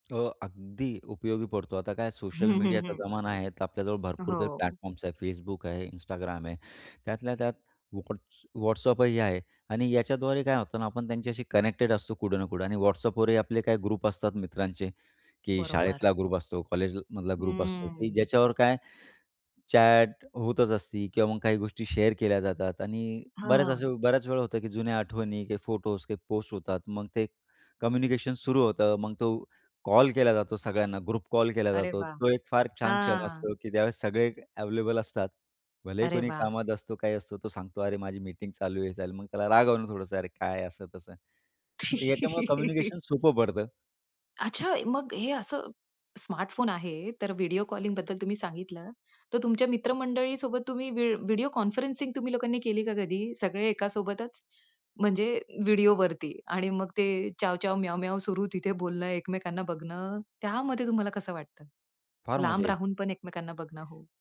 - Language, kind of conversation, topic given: Marathi, podcast, स्मार्टफोनने तुमचं रोजचं आयुष्य कसं सोपं केलं आहे?
- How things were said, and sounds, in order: tapping; in English: "प्लॅटफॉर्म्स"; in English: "कनेक्टेड"; in English: "ग्रुप"; in English: "ग्रुप"; in English: "ग्रुप"; in English: "चॅट"; in English: "शेअर"; other background noise; in English: "कम्युनिकेशन"; in English: "ग्रुप"; chuckle; in English: "कम्युनिकेशन"; in English: "कॉन्फरन्सिंग"